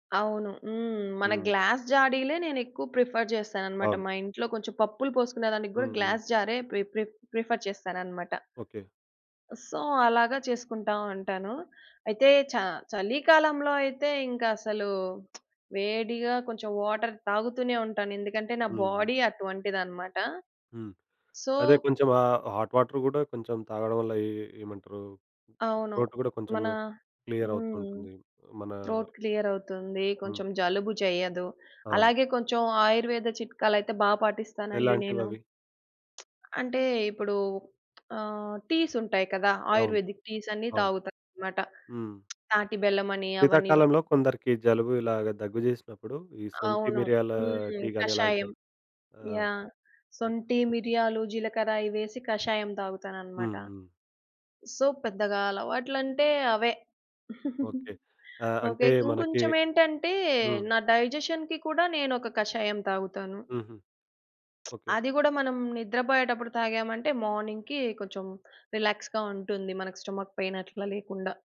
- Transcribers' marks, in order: in English: "గ్లాస్"; in English: "ప్రిఫర్"; in English: "గ్లాస్"; in English: "ప్రి ప్రి ప్రిఫర్"; in English: "సో"; lip smack; in English: "బాడీ"; in English: "సో"; in English: "హాట్ వాటర్"; in English: "త్రోట్"; in English: "త్రోట్ క్లియర్"; in English: "క్లియర్"; lip smack; tapping; other noise; in English: "సో"; chuckle; in English: "డైజెషన్‌కి"; lip smack; in English: "మార్నింగ్‌కి"; in English: "రిలాక్స్‌గా"; in English: "స్టమక్ పైన్"
- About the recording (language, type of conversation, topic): Telugu, podcast, సీజన్ మారినప్పుడు మీ ఆహార అలవాట్లు ఎలా మారుతాయి?